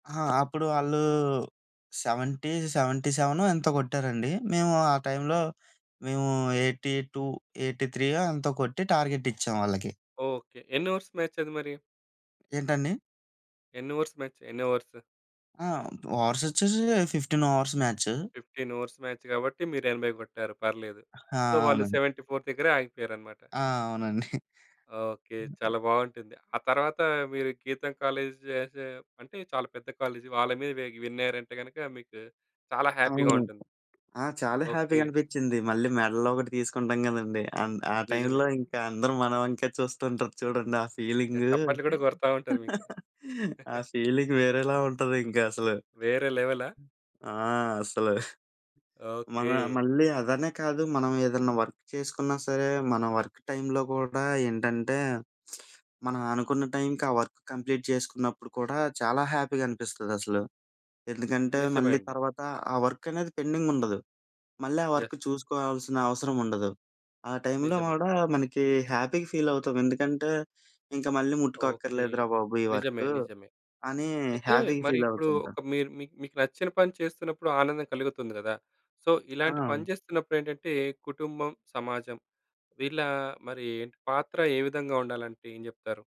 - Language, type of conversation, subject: Telugu, podcast, మీ పని చేస్తున్నప్పుడు నిజంగా ఆనందంగా అనిపిస్తుందా?
- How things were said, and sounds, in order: in English: "సెవెంటీ"; in English: "ఎయిటీ టూ"; in English: "టార్గెట్"; in English: "ఓవర్స్ మాచ్"; tapping; in English: "ఓవర్స్ మ్యాచ్?"; in English: "ఓవర్స్?"; in English: "ఓవర్స్"; in English: "ఫిఫ్టీన్ ఓవర్స్ మ్యాచ్"; in English: "ఫిఫ్టీన్ ఓవర్స్ మ్యాచ్"; in English: "సో"; in English: "సెవెంటీ ఫోర్"; chuckle; other background noise; in English: "కాలేజ్"; in English: "హ్యాపీగా"; in English: "హ్యాపీగా"; in English: "అండ్"; in English: "టైంలో"; laugh; in English: "ఫీలింగ్"; chuckle; in English: "వర్క్"; in English: "వర్క్ టైమ్‌లో"; lip smack; in English: "వర్క్ కంప్లీట్"; in English: "హ్యాపీగా"; in English: "వర్క్"; in English: "వర్క్"; in English: "యెస్"; in English: "టైంలో"; in English: "హ్యాపీగా"; in English: "హ్యాపీగా"; in English: "సో"